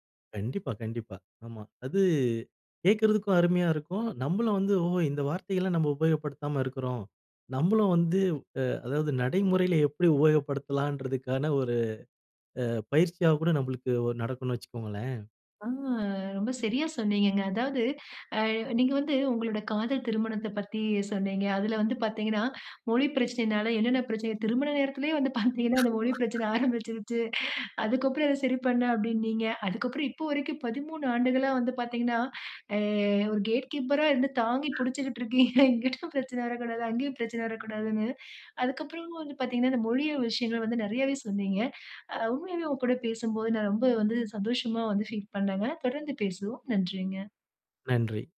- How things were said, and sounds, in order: drawn out: "அ"; laughing while speaking: "பாத்தீங்கன்னா, அந்த மொழி பிரச்சன ஆரம்பிச்சுருச்சு"; other background noise; drawn out: "அ"; laughing while speaking: "இருக்கீங்க, இங்கிட்டும் பிரச்சன வரக்கூடாது அங்கயும் பிரச்சன வரக்கூடாதுனு"; other noise
- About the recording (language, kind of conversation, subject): Tamil, podcast, மொழி வேறுபாடு காரணமாக அன்பு தவறாகப் புரிந்து கொள்ளப்படுவதா? உதாரணம் சொல்ல முடியுமா?